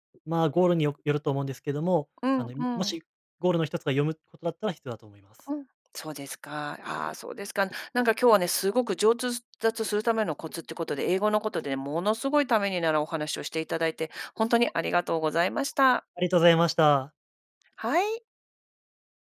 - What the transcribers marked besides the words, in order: "上達" said as "じょうつたつ"
- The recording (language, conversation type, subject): Japanese, podcast, 上達するためのコツは何ですか？